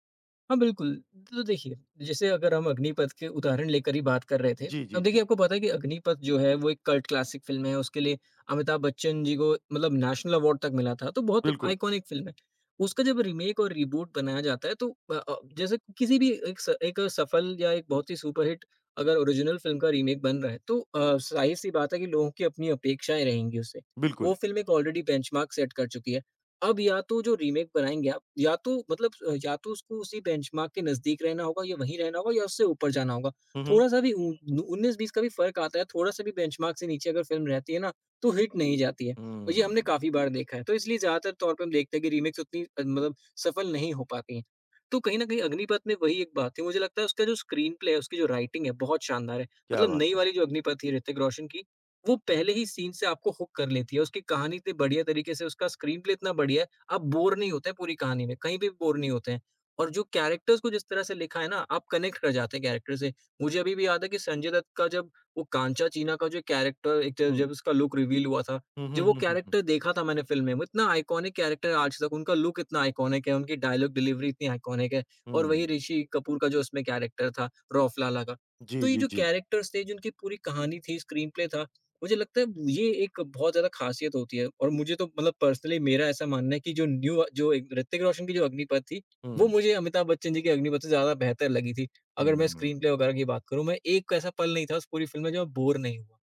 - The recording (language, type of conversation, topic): Hindi, podcast, क्या रीमेक मूल कृति से बेहतर हो सकते हैं?
- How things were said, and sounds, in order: in English: "कल्ट क्लासिक"; in English: "नेशनल अवार्ड"; in English: "आइकॉनिक"; in English: "रीमेक"; in English: "रिबूट"; in English: "सुपरहिट"; in English: "ओरिजिनल फ़िल्म"; in English: "रीमेक"; in English: "ऑलरेडी बेंचमार्क सेट"; in English: "रीमेक"; in English: "बेंचमार्क"; in English: "बेंचमार्क"; in English: "हिट"; in English: "रीमेक"; in English: "स्क्रीनप्ले"; in English: "राइटिंग"; in English: "सीन"; in English: "हूक"; in English: "स्क्रीनप्ले"; in English: "बोर"; in English: "बोर"; in English: "कैरेक्टर्स"; in English: "कनेक्ट"; in English: "कैरेक्टर"; in English: "कैरेक्टर"; in English: "लुक रिवील"; in English: "कैरेक्टर"; in English: "आइकॉनिक कैरेक्टर"; in English: "लुक"; in English: "आइकॉनिक"; in English: "डायलॉग डिलीवरी"; in English: "आइकॉनिक"; in English: "कैरेक्टर"; in English: "कैरेक्टर्स"; in English: "स्क्रीनप्ले"; in English: "पर्सनली"; in English: "न्यू"; in English: "स्क्रीनप्ले"; in English: "बोर"